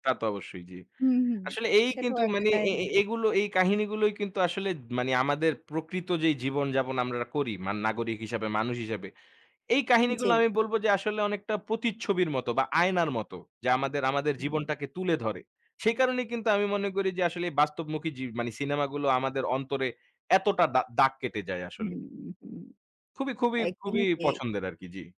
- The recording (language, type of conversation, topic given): Bengali, unstructured, তুমি সিনেমা দেখতে গেলে কী ধরনের গল্প বেশি পছন্দ করো?
- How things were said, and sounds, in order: none